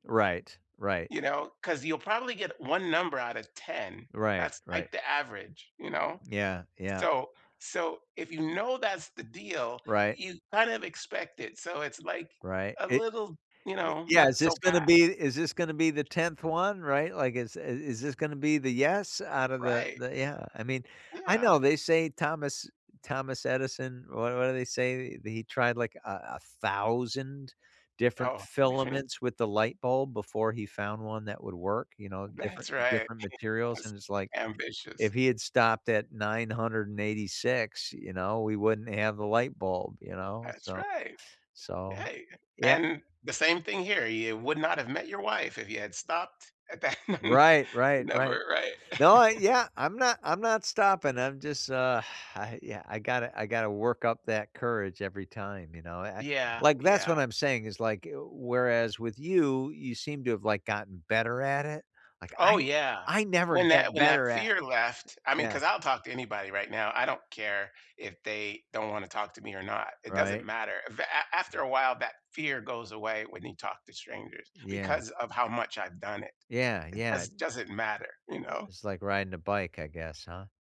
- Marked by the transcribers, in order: other background noise; teeth sucking; laughing while speaking: "that. Never, right?"; laugh; exhale
- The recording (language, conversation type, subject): English, unstructured, What habit could change my life for the better?